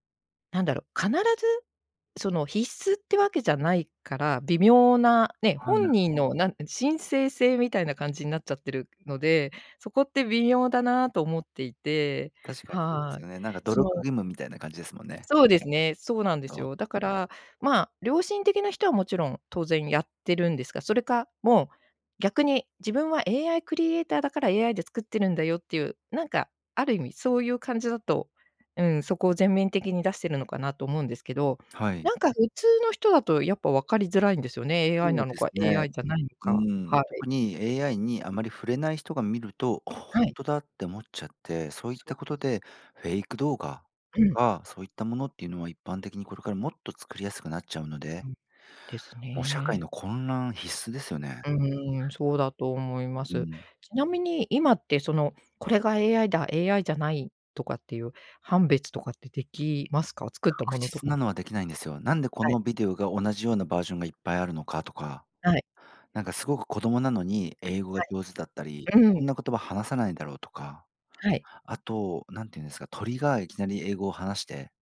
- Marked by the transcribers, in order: other background noise
- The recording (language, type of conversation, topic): Japanese, podcast, これから学んでみたいことは何ですか？